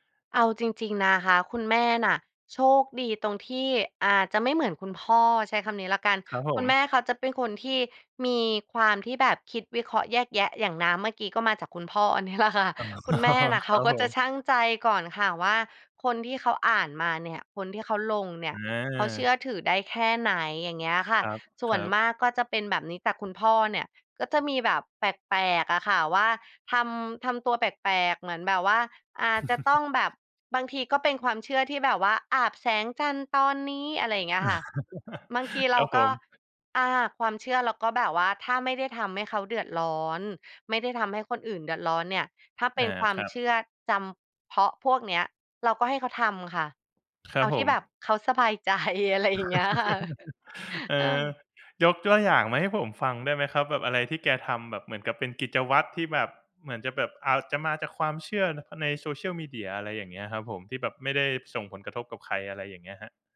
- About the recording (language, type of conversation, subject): Thai, podcast, เรื่องเล่าบนโซเชียลมีเดียส่งผลต่อความเชื่อของผู้คนอย่างไร?
- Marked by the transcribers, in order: laughing while speaking: "อ้อ ครับผม"; laughing while speaking: "แหละค่ะ"; chuckle; laugh; laughing while speaking: "สบายใจอะไรอย่างเงี้ยค่ะ"; laugh